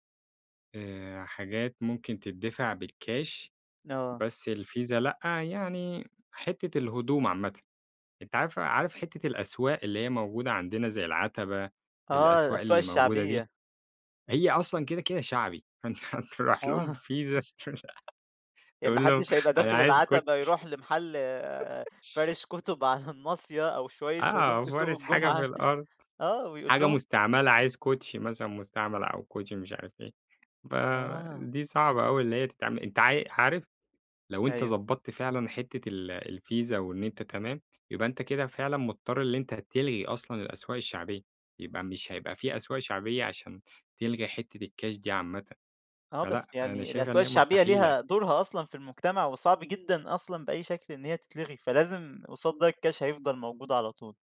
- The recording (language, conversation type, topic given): Arabic, podcast, إيه رأيك في مستقبل الدفع بالكاش مقارنة بالدفع الرقمي؟
- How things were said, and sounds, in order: laughing while speaking: "فأنت هترُوح لهم بVISA تقول لهم أنا عايز الكوتشي"; laugh; laugh; laughing while speaking: "على الناصية أو شوية هدوم في سوق الجمعة"